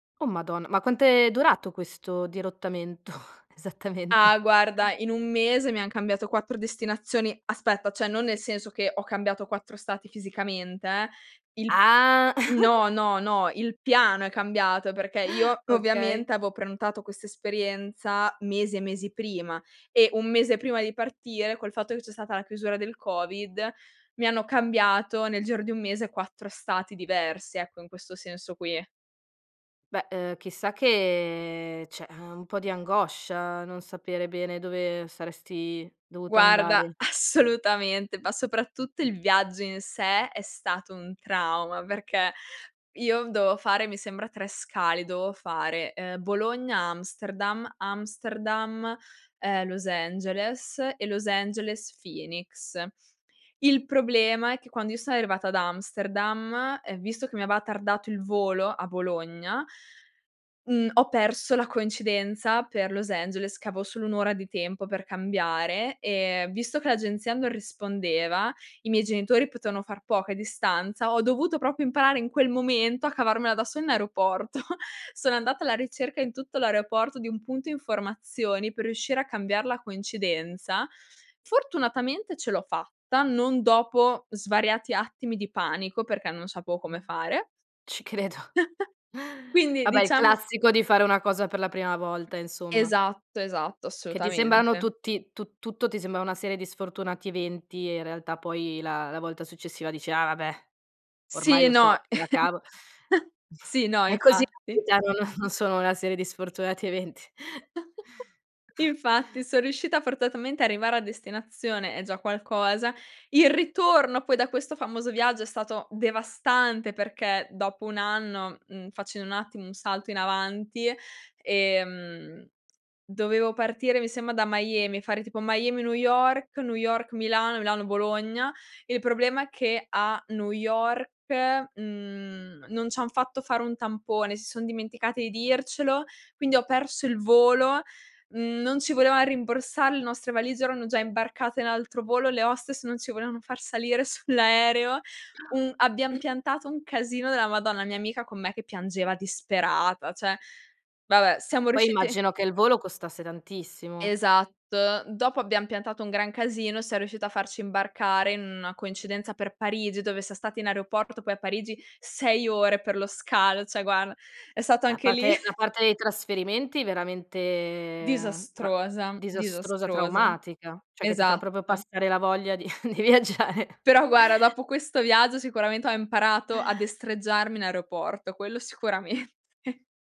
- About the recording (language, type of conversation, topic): Italian, podcast, Qual è stato il tuo primo periodo lontano da casa?
- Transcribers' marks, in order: laughing while speaking: "dirottamento esattamente?"; giggle; chuckle; "avevo" said as "avo"; "cioè" said as "ceh"; laughing while speaking: "assolutamente"; "dovevo" said as "dovo"; "Dovevo" said as "dovo"; "aveva" said as "ava"; "avevo" said as "aveo"; laughing while speaking: "aeroporto"; "sapevo" said as "sapovo"; other background noise; laughing while speaking: "credo"; chuckle; chuckle; chuckle; unintelligible speech; laughing while speaking: "già non"; chuckle; laughing while speaking: "eventi"; chuckle; laughing while speaking: "sull'aereo"; unintelligible speech; throat clearing; "cioè" said as "ce"; "cioè" said as "ceh"; chuckle; chuckle; laughing while speaking: "di viaggiare"; chuckle; laughing while speaking: "sicuramente"